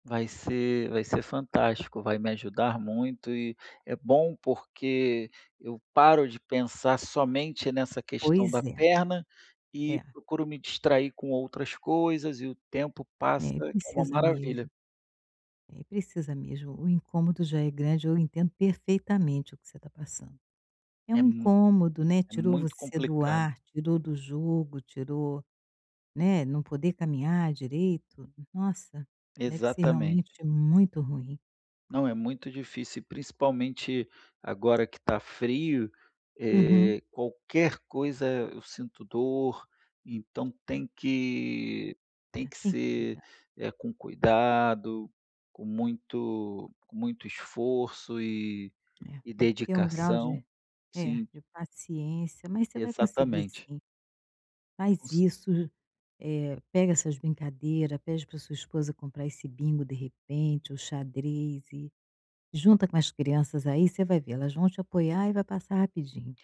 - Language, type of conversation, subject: Portuguese, advice, Como posso lidar com a frustração por sentir que minha recuperação está avançando lentamente?
- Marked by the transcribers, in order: tapping